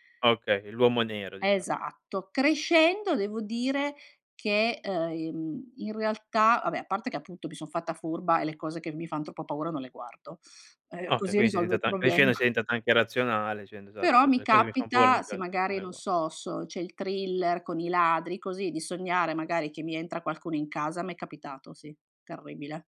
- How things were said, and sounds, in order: laughing while speaking: "così risolvo il problema"
- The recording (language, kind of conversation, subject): Italian, podcast, Raccontami una routine serale che ti aiuta a rilassarti davvero?